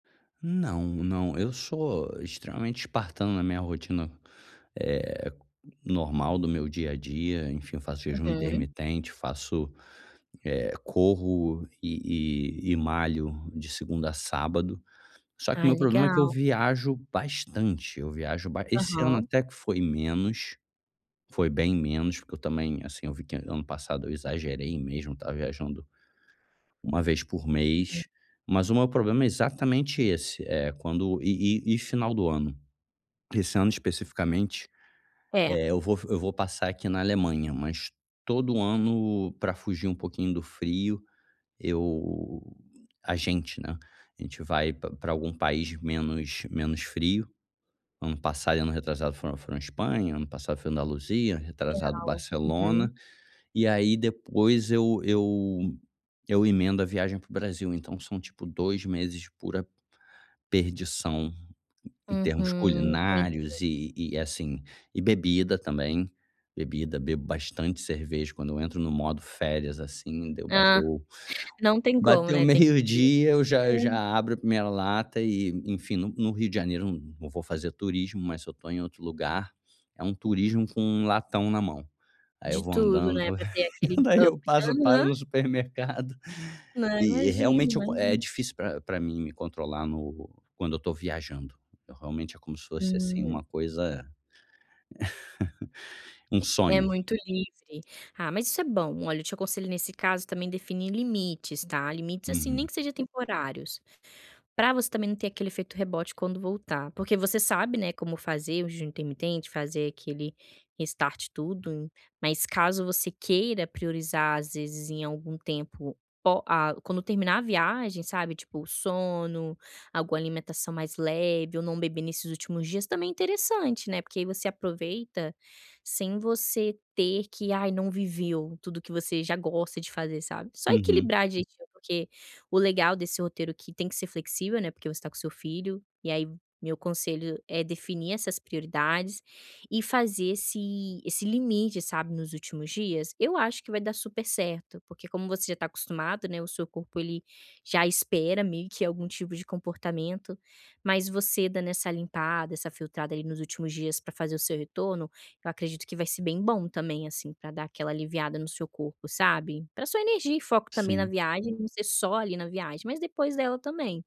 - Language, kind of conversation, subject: Portuguese, advice, Como posso gerenciar minha energia e manter o foco durante viagens e fins de semana?
- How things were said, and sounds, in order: other background noise; laughing while speaking: "vou daí eu passo, paro no supermercado"; in English: "up"; chuckle; tapping; in English: "start"